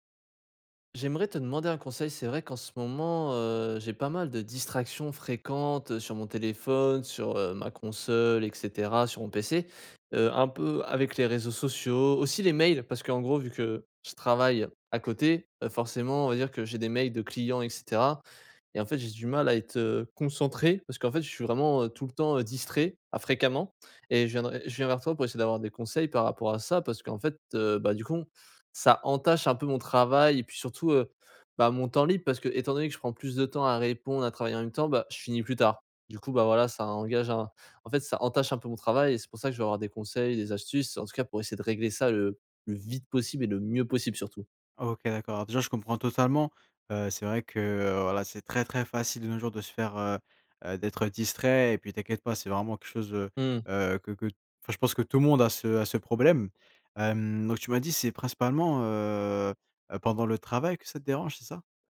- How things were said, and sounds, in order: stressed: "plus"; stressed: "mieux"
- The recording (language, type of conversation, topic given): French, advice, Quelles sont tes distractions les plus fréquentes (notifications, réseaux sociaux, courriels) ?